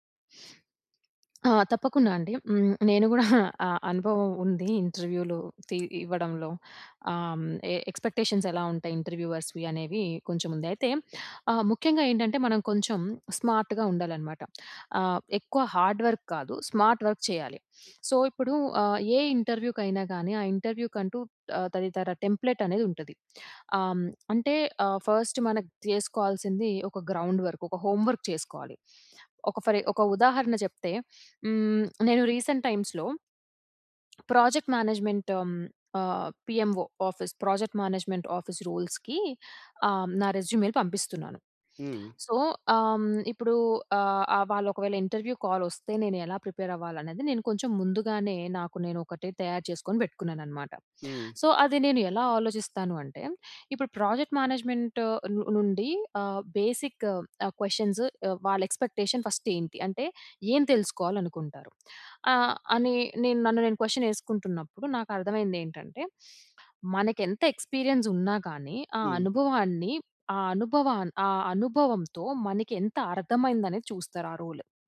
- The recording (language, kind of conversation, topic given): Telugu, podcast, ఇంటర్వ్యూకి ముందు మీరు ఎలా సిద్ధమవుతారు?
- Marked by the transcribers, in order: sniff; chuckle; tapping; in English: "ఎక్స్‌పెక్టేషన్స్"; in English: "ఇంటర్‌వ్యూవర్స్‌వి"; in English: "స్మార్ట్‌గా"; in English: "హార్డ్ వర్క్"; in English: "స్మార్ట్ వర్క్"; sniff; in English: "సో"; in English: "ఇంటర్వ్యూ"; in English: "టెంప్లేట్"; in English: "ఫస్ట్"; in English: "గ్రౌండ్ వర్క్"; in English: "హోమ్ వర్క్"; in English: "ఫర్"; in English: "రీసెంట్ టైమ్స్‌లో ప్రాజెక్ట్ మ్యానేజ్మెంట్"; in English: "పిఎమ్ఓ ఆఫీస్ ప్రాజెక్ట్ మ్యానేజ్మెంట్ ఆఫీస్ రూల్స్‌కి"; in English: "సో"; in English: "ఇంటర్వ్యూ"; in English: "ప్రిపేర్"; in English: "సో"; in English: "ప్రాజెక్ట్ మేనేజ్మెంట్"; in English: "బేసిక్"; in English: "ఎక్స్‌పెక్టేషన్ ఫస్ట్"; in English: "క్వెషన్"; sniff; in English: "ఎక్స్పీరియన్స్"; in English: "రోల్"